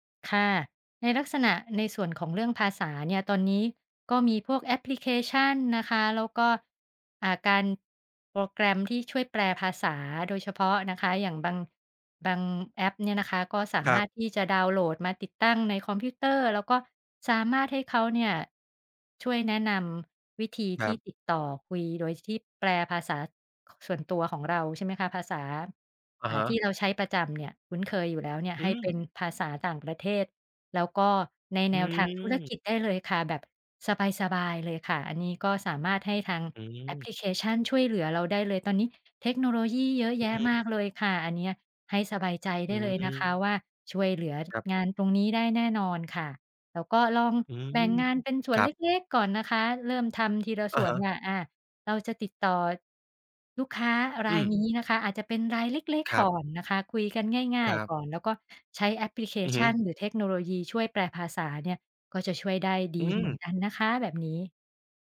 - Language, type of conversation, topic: Thai, advice, คุณควรปรับตัวอย่างไรเมื่อเริ่มงานใหม่ในตำแหน่งที่ไม่คุ้นเคย?
- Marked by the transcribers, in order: none